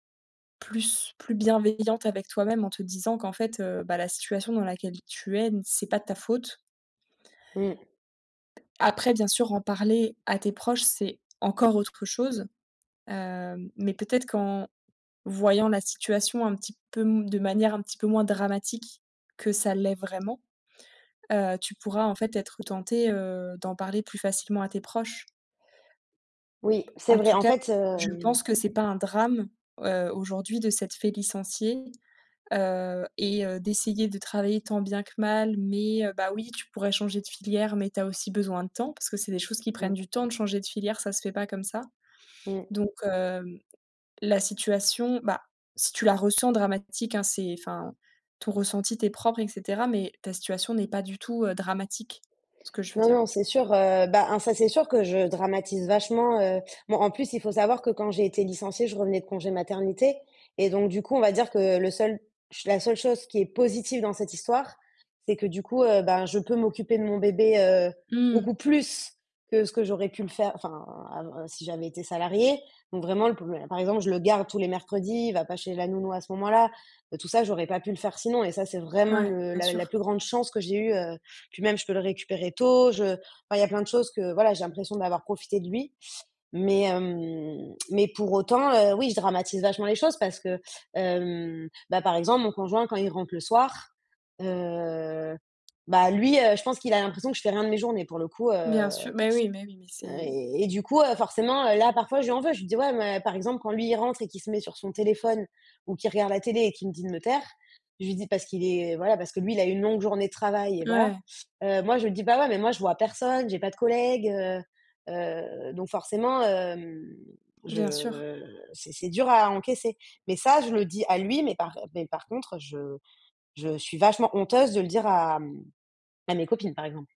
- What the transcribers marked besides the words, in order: tapping; other background noise; stressed: "positive"; unintelligible speech; stressed: "vraiment"; stressed: "chance"; stressed: "tôt"
- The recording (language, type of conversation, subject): French, advice, Pourquoi ai-je l’impression de devoir afficher une vie parfaite en public ?